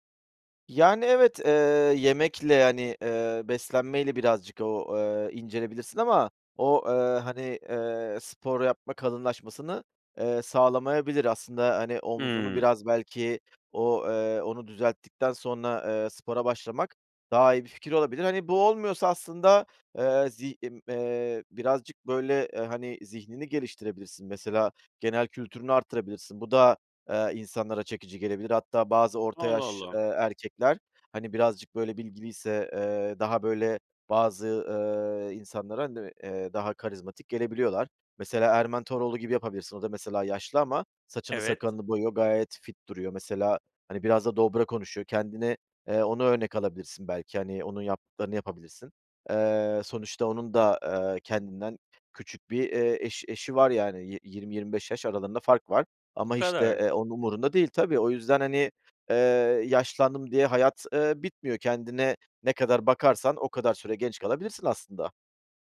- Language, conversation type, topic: Turkish, advice, Dış görünüşün ve beden imajınla ilgili hissettiğin baskı hakkında neler hissediyorsun?
- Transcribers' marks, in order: unintelligible speech; other background noise